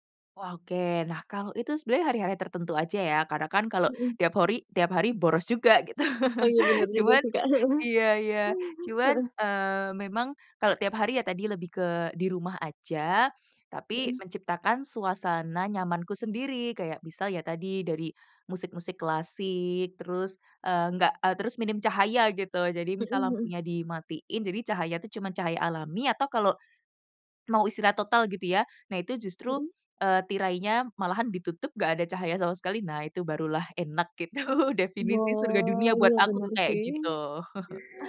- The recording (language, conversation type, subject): Indonesian, podcast, Apa ritual menyendiri yang paling membantumu berkreasi?
- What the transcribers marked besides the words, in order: chuckle; laughing while speaking: "Heeh"; laughing while speaking: "gitu"; chuckle; chuckle